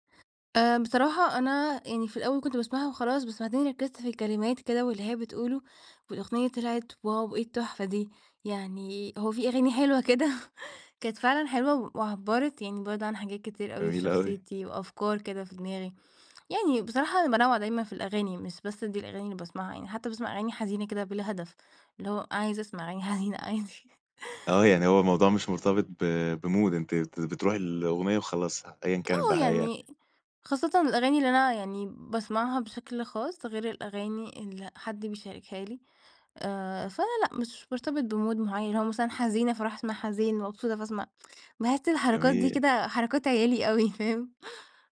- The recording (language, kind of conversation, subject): Arabic, podcast, أنهي أغنية بتحسّ إنها بتعبّر عنك أكتر؟
- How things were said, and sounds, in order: chuckle; tapping; laughing while speaking: "حزينة عادي"; in English: "بmood"; in English: "بmood"; tsk; chuckle